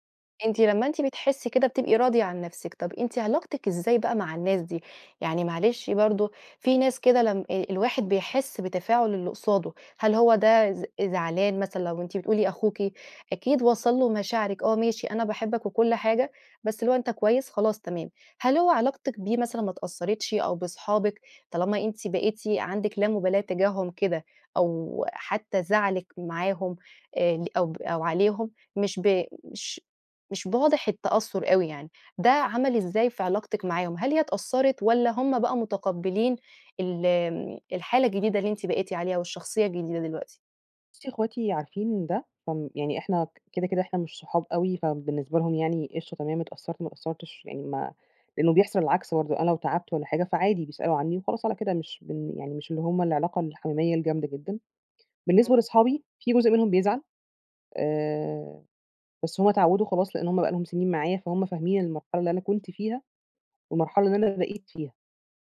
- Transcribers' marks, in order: "واضح" said as "باضِح"; tapping
- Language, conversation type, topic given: Arabic, advice, هو إزاي بتوصف إحساسك بالخدر العاطفي أو إنك مش قادر تحس بمشاعرك؟